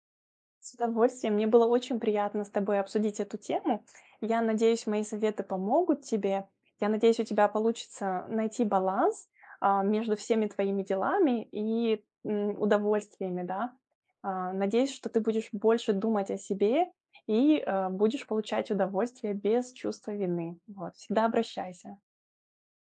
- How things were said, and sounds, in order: none
- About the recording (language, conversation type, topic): Russian, advice, Какие простые приятные занятия помогают отдохнуть без цели?